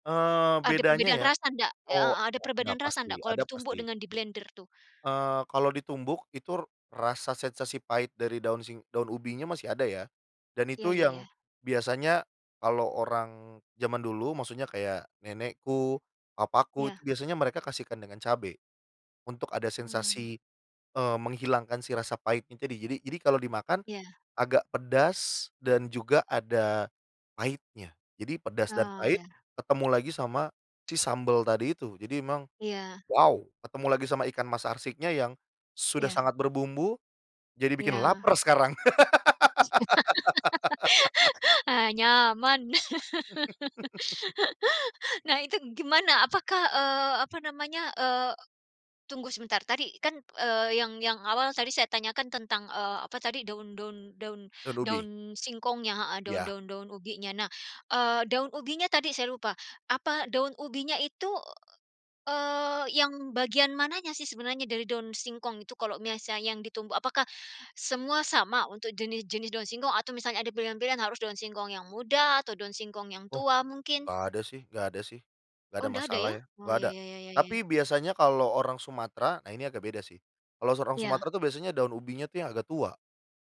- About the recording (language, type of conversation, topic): Indonesian, podcast, Bisa ceritakan tentang makanan keluarga yang resepnya selalu diwariskan dari generasi ke generasi?
- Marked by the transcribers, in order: laugh; chuckle